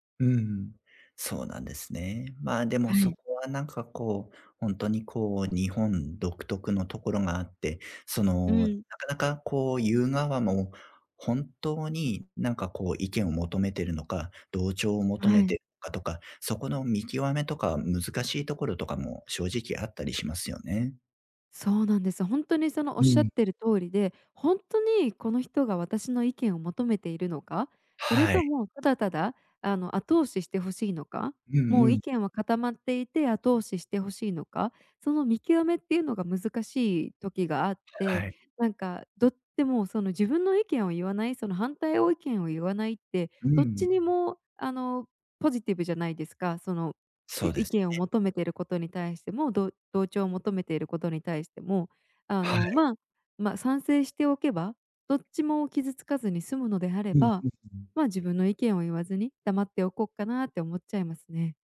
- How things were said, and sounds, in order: none
- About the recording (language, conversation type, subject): Japanese, advice, 他人の評価が気になって自分の考えを言えないとき、どうすればいいですか？